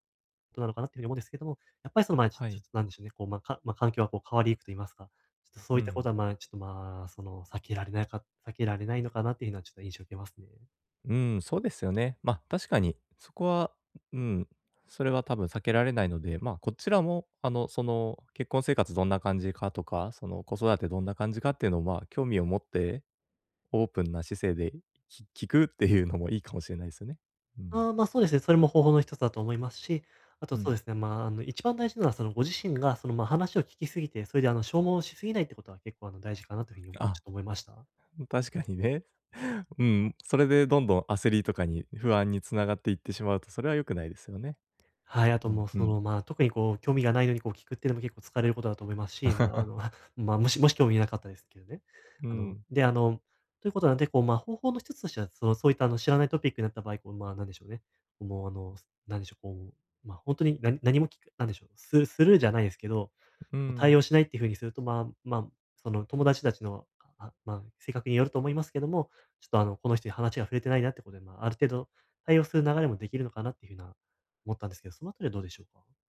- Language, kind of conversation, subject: Japanese, advice, 周囲と比べて進路の決断を急いでしまうとき、どうすればいいですか？
- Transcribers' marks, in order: laughing while speaking: "確かにね"; laugh; other background noise